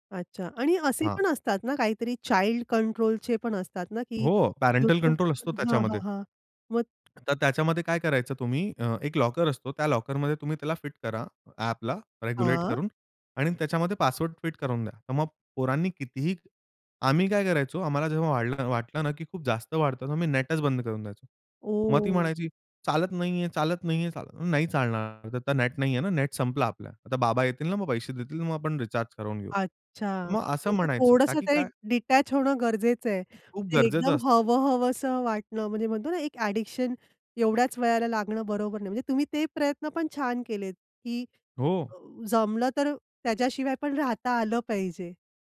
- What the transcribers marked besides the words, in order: tapping; in English: "चाईल्ड कंट्रोलचे"; in English: "पॅरेंटल कंट्रोल"; other background noise; in English: "डिटॅच"; other noise; in English: "ॲडिक्शन"
- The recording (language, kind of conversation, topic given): Marathi, podcast, मुलांच्या पडद्यावरच्या वेळेचं नियमन तुम्ही कसं कराल?